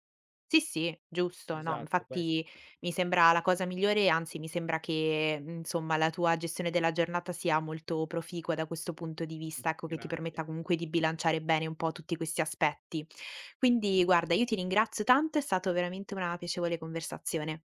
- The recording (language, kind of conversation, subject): Italian, podcast, Come riesci a bilanciare lavoro, famiglia e tempo per te?
- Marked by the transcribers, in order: none